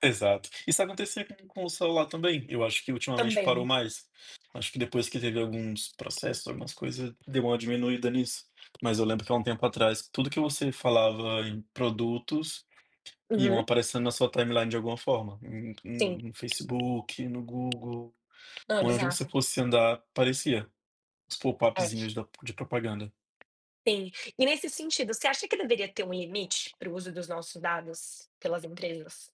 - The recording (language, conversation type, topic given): Portuguese, unstructured, Você acha justo que as empresas usem seus dados para ganhar dinheiro?
- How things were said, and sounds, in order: tapping; unintelligible speech